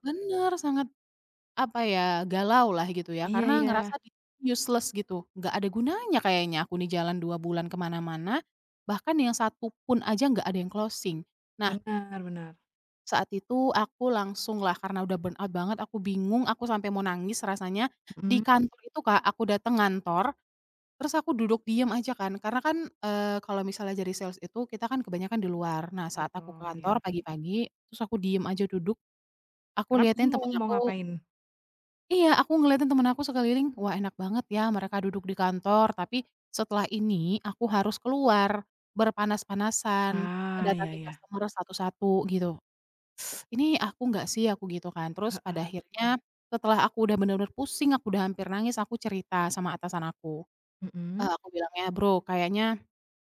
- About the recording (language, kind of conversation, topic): Indonesian, podcast, Pernahkah kamu mengalami kelelahan kerja berlebihan, dan bagaimana cara mengatasinya?
- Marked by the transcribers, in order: in English: "useless"; in English: "closing"; in English: "burnout"; in English: "sales"; teeth sucking